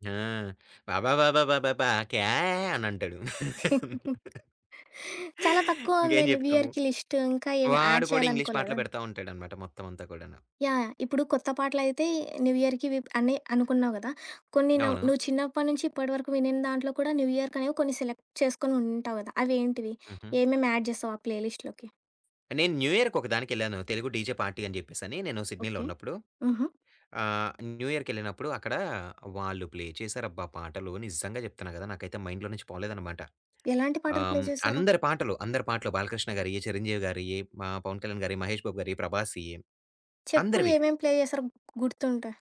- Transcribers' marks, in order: in Hindi: "క్యాహే"; laugh; chuckle; in English: "న్యూ ఇయర్‌కి లిస్ట్"; in English: "యాడ్"; in English: "న్యూ ఇయర్‌కి"; in English: "న్యూ ఇయర్‌కి"; in English: "సెలెక్ట్"; in English: "యాడ్"; in English: "ప్లే లిస్ట్‌లోకి?"; in English: "న్యూ ఇయర్‌కొక"; in English: "డీజే పార్టీ"; in English: "న్యూ ఇయర్‌కెళ్ళినప్పుడు"; in English: "ప్లే"; in English: "మైండ్‌లో"; in English: "ప్లే"; other background noise; in English: "ప్లే"
- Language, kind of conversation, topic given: Telugu, podcast, పార్టీకి ప్లేలిస్ట్ సిద్ధం చేయాలంటే మొదట మీరు ఎలాంటి పాటలను ఎంచుకుంటారు?